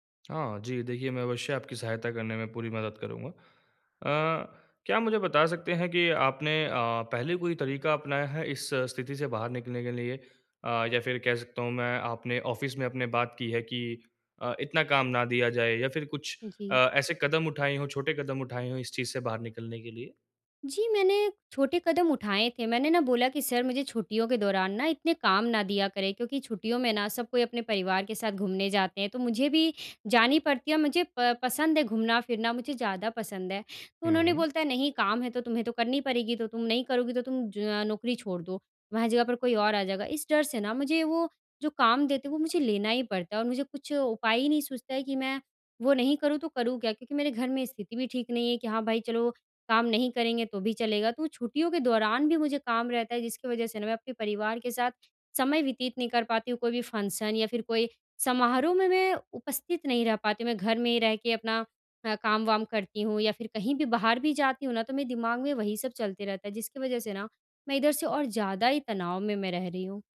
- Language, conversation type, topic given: Hindi, advice, छुट्टियों में परिवार और दोस्तों के साथ जश्न मनाते समय मुझे तनाव क्यों महसूस होता है?
- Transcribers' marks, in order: tapping; in English: "ऑफ़िस"; in English: "फ़ंक्शन"